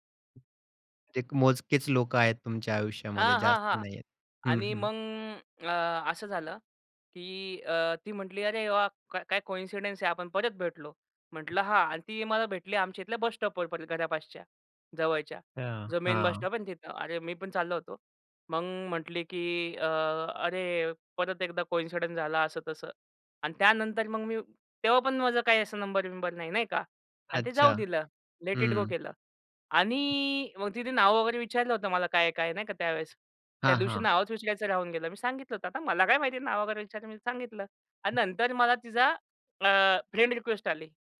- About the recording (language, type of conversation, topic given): Marathi, podcast, एखाद्या अजनबीशी तुमची मैत्री कशी झाली?
- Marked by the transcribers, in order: other background noise; in English: "कॉइन्सिडन्स"; in English: "कॉइन्सिडन्स"; in English: "लेट इट गो"; in English: "फ्रेंड रिक्वेस्ट"